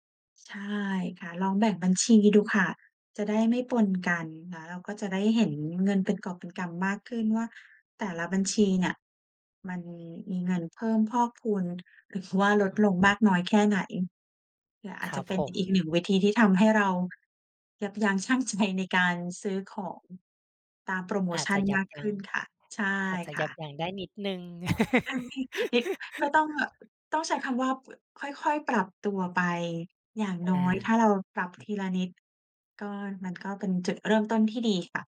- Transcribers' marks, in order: laughing while speaking: "หรือว่า"; laughing while speaking: "ชั่งใจ"; laugh; tapping
- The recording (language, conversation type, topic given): Thai, advice, ทำอย่างไรถึงจะควบคุมงบประมาณได้ ทั้งที่ใช้เงินเกินทุกเดือน?